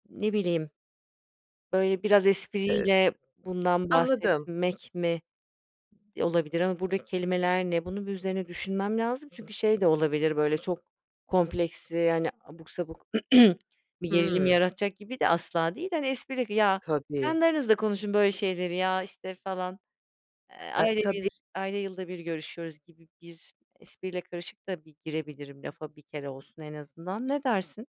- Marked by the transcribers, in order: tapping; other background noise; throat clearing
- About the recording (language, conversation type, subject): Turkish, advice, Arkadaş grubundayken neden yalnız hissediyorum ve bu durumla nasıl başa çıkabilirim?
- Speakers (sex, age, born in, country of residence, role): female, 40-44, Turkey, Spain, user; female, 45-49, Germany, France, advisor